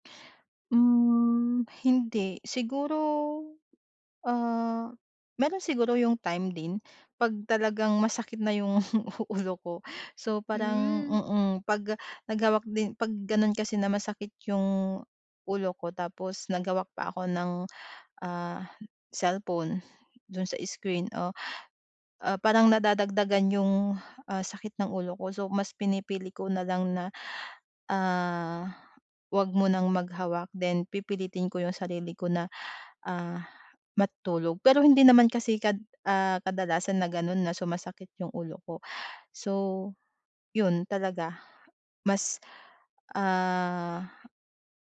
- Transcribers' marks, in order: laughing while speaking: "'yung"
- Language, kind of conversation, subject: Filipino, advice, Paano ako makakapagtakda ng rutin bago matulog na walang paggamit ng mga kagamitang elektroniko?